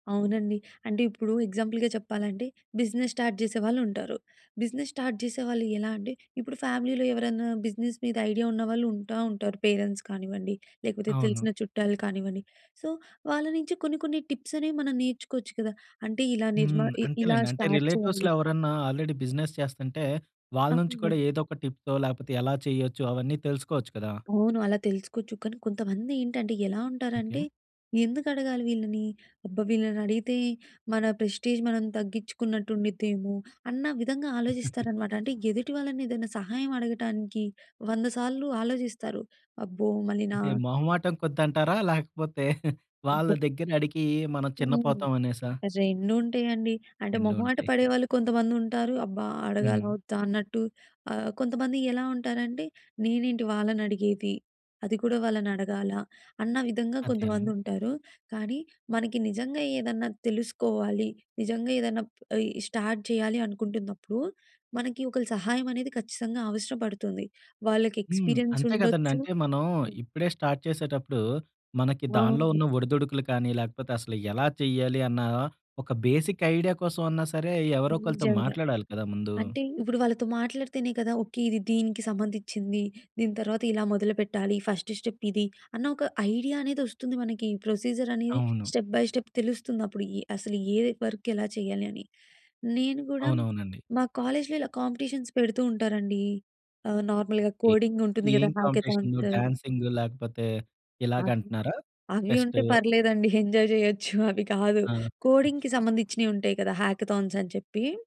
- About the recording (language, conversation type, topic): Telugu, podcast, స్వీయాభివృద్ధిలో మార్గదర్శకుడు లేదా గురువు పాత్ర మీకు ఎంత ముఖ్యంగా అనిపిస్తుంది?
- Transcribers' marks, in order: in English: "ఎగ్జాంపుల్‌గా"; in English: "బిజినెస్ స్టార్ట్"; in English: "బిజినెస్ స్టార్ట్"; in English: "ఫ్యామిలీలో"; in English: "బిజినెస్"; in English: "ఐడియా"; in English: "పేరెంట్స్"; in English: "సో"; in English: "టిప్స్"; in English: "స్టార్ట్"; in English: "రిలేటివ్స్‌లో"; in English: "ఆల్రెడీ బిజినెస్"; in English: "ప్రెస్‌టేజ్"; giggle; chuckle; in English: "స్టార్ట్"; in English: "ఎక్స్‌పీరియన్స్"; in English: "స్టార్ట్"; in English: "బేసిక్ ఐడియా"; in English: "ఫస్ట్ స్టెప్"; in English: "ఐడియా"; in English: "ప్రొసిజర్"; in English: "స్టెప్ బై స్టెప్"; in English: "వర్క్"; in English: "కాంపిటీషన్స్"; in English: "నార్మల్‌గా కోడింగ్"; other background noise; in English: "కాంపిటీషన్ డాన్సింగ్"; in English: "హ్యాకథాన్స్"; laughing while speaking: "పర్లేదండి. ఎంజాయ్ చేయొచ్చు. అవి కాదు"; in English: "ఎంజాయ్"; in English: "కోడింగ్‌కి"; other noise; in English: "హ్యాకథాన్స్"